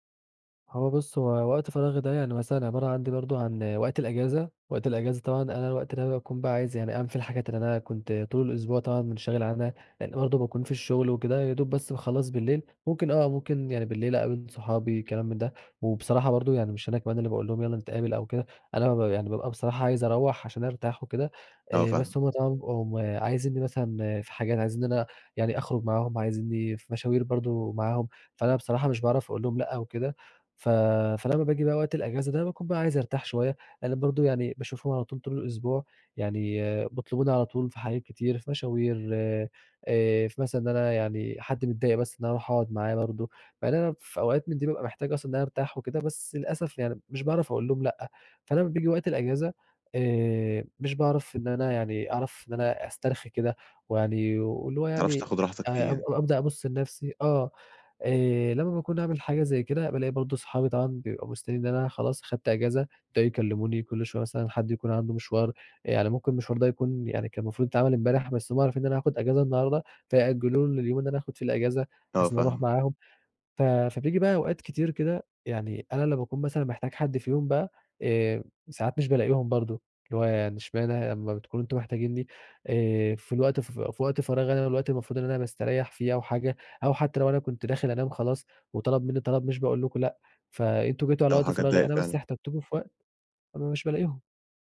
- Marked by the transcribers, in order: tapping
- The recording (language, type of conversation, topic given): Arabic, advice, إزاي أوازن بين وقت فراغي وطلبات أصحابي من غير توتر؟